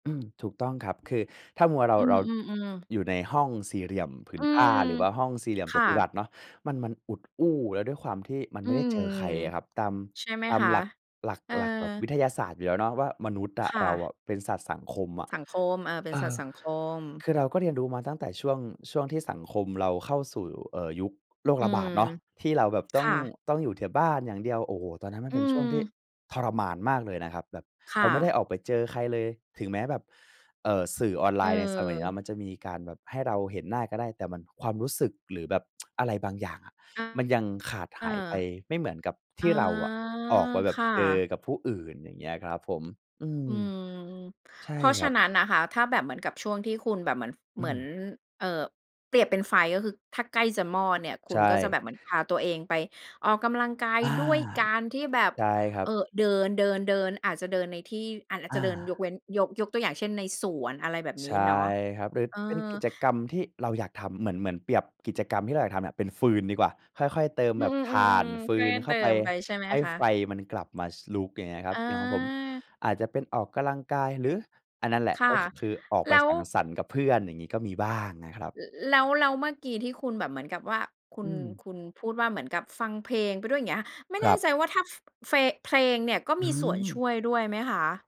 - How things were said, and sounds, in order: tapping; tsk; "ออกกำลังกาย" said as "ออกกะลังกาย"
- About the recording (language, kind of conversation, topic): Thai, podcast, เวลารู้สึกเหนื่อยล้า คุณทำอะไรเพื่อฟื้นตัว?